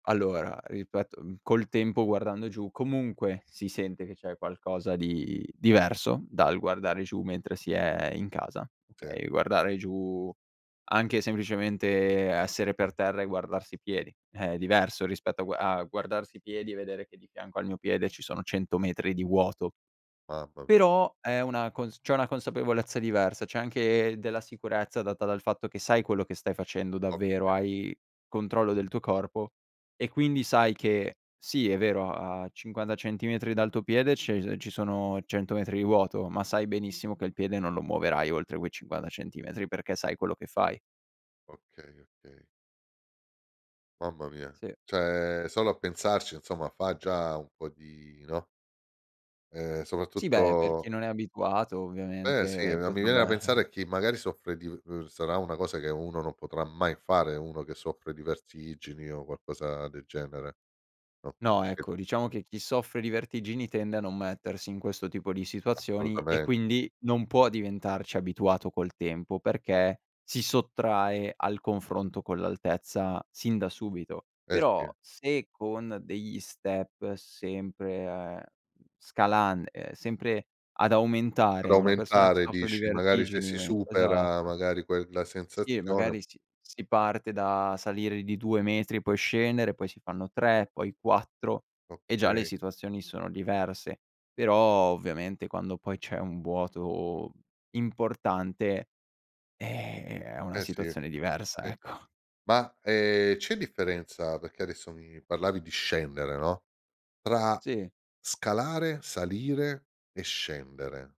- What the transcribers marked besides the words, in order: "Cioè" said as "ceh"; drawn out: "soprattutto"; chuckle; unintelligible speech; in English: "step"
- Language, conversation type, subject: Italian, podcast, Cosa consigli a chi vuole iniziare ma non sa da dove partire?